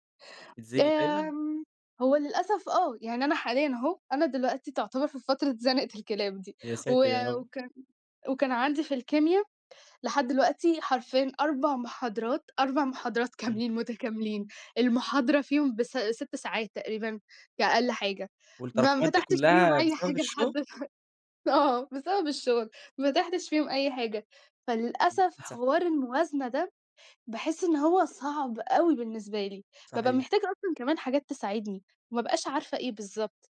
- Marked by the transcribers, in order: laughing while speaking: "زنقة الكلاب دي"; laughing while speaking: "كاملين متكاملين"; laughing while speaking: "لحد دلوقت آه"; unintelligible speech
- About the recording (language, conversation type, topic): Arabic, podcast, إزاي تقرر بين فرصة شغل وفرصة دراسة؟